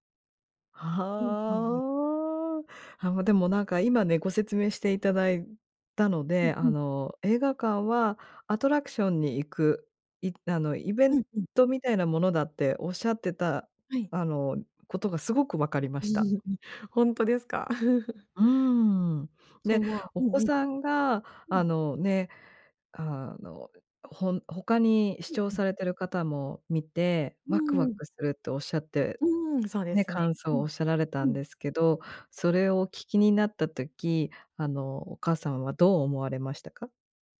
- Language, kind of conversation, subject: Japanese, podcast, 配信の普及で映画館での鑑賞体験はどう変わったと思いますか？
- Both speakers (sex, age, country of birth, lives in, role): female, 40-44, Japan, Japan, guest; female, 45-49, Japan, United States, host
- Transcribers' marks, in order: laugh; laugh